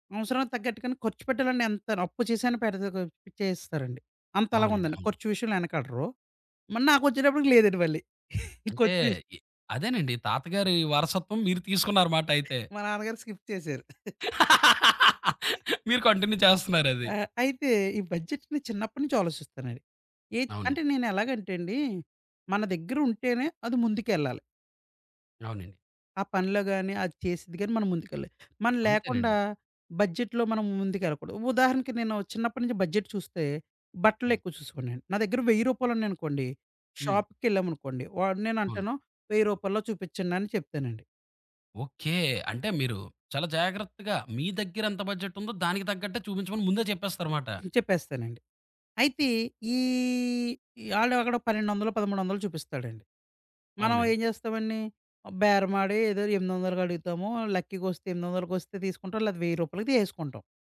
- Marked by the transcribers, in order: laughing while speaking: "ఖర్చు విష్"; other background noise; in English: "స్కిప్"; giggle; laugh; in English: "కంటిన్యూ"; in English: "బడ్జెట్‌ని"; in English: "బడ్జెట్‌లో"; in English: "బడ్జెట్"; in English: "షాప్‌కె‌ళ్ళామనుకోండి"; in English: "బడ్జెట్"; in English: "లక్కీగా"
- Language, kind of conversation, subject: Telugu, podcast, బడ్జెట్ పరిమితి ఉన్నప్పుడు స్టైల్‌ను ఎలా కొనసాగించాలి?